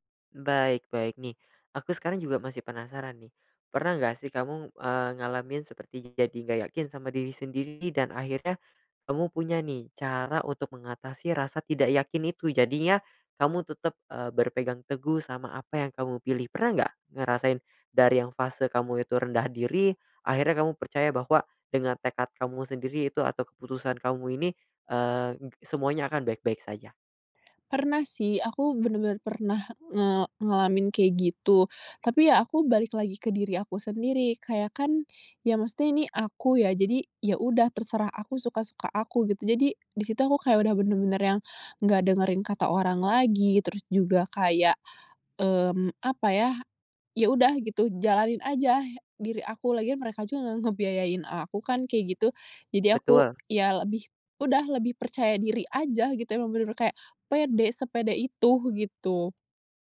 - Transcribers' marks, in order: tapping
- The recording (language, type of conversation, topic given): Indonesian, podcast, Apa tantangan terberat saat mencoba berubah?